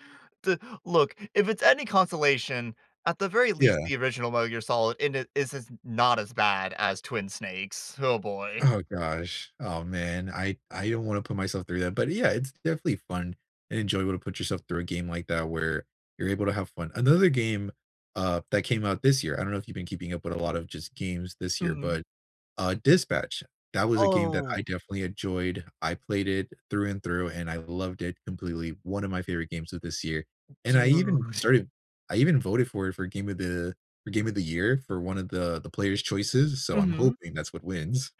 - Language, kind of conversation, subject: English, unstructured, What hobby should I try to de-stress and why?
- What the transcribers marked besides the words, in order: none